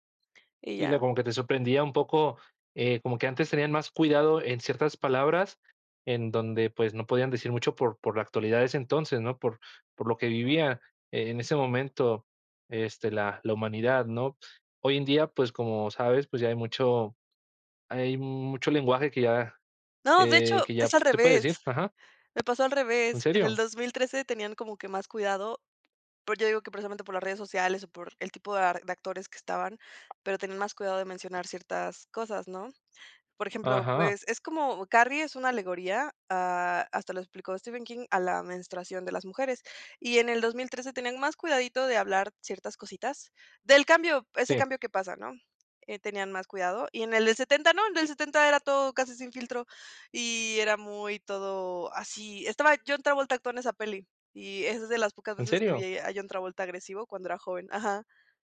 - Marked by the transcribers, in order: other background noise; tapping
- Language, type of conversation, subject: Spanish, podcast, ¿Por qué crees que amamos los remakes y reboots?